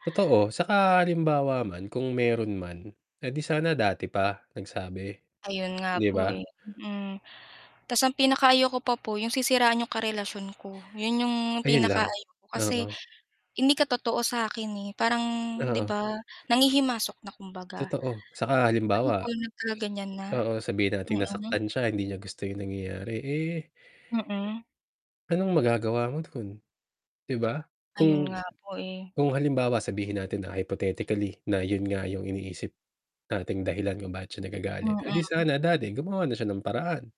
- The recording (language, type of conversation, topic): Filipino, unstructured, Paano mo hinaharap ang away sa kaibigan nang hindi nasisira ang pagkakaibigan?
- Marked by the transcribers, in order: distorted speech; static; other background noise; tapping